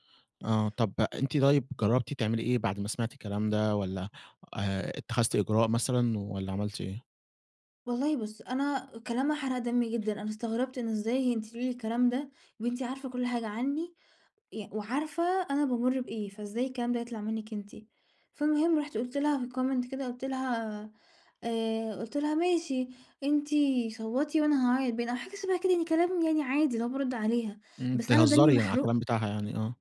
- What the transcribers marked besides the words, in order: in English: "الcomment"
- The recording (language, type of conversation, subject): Arabic, advice, إزاي أتعامل مع خناقة جامدة مع صاحبي المقرّب؟